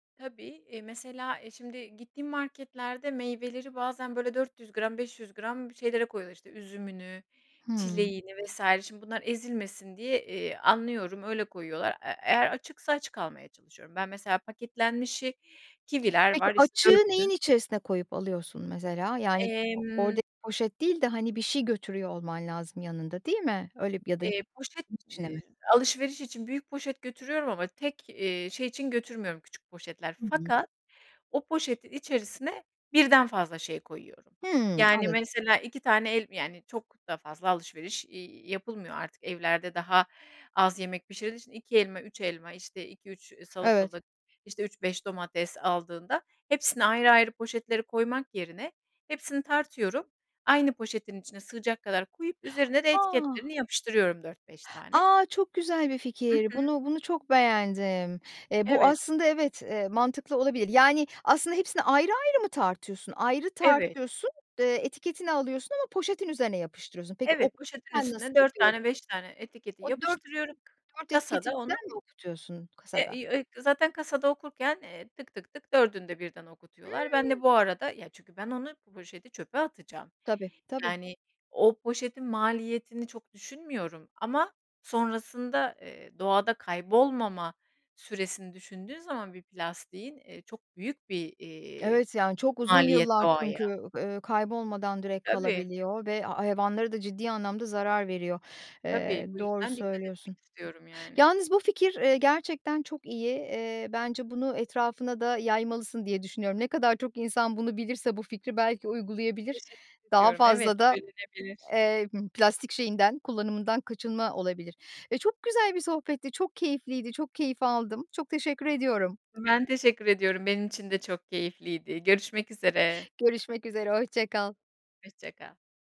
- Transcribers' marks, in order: other background noise
- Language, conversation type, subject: Turkish, podcast, Günlük hayatında çevre için yaptığın küçük değişiklikler neler?